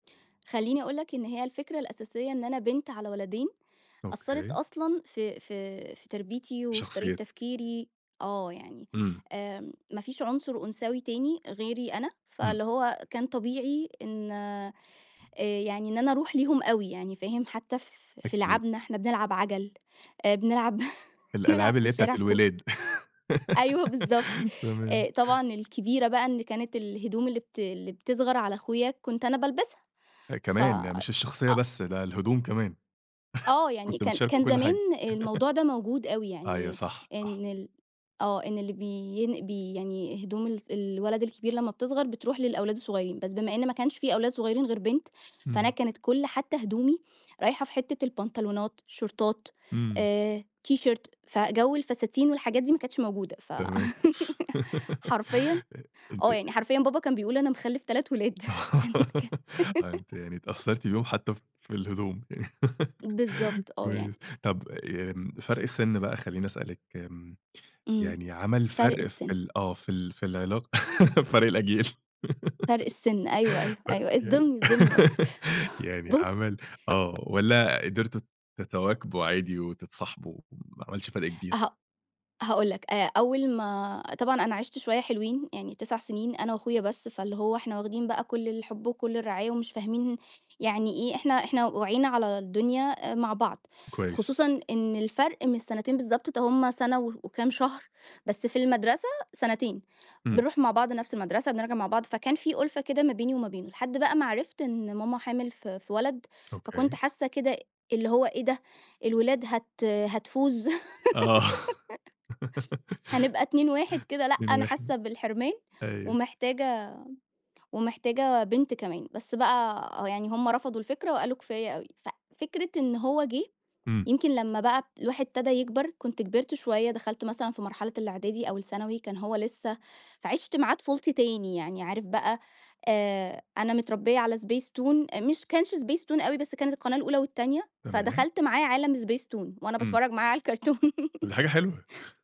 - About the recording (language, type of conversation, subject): Arabic, podcast, ازاي كان دور إخواتك في نشأتك؟
- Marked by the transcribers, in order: other background noise; laugh; laugh; chuckle; chuckle; laugh; in English: "شورتات"; in English: "تيشيرت"; laughing while speaking: "تمام"; laugh; laugh; laughing while speaking: "كان ك"; laugh; laugh; laugh; laughing while speaking: "فرق الأجيال، طب يعني"; laugh; laughing while speaking: "بص"; laugh; giggle; laughing while speaking: "الكرتون"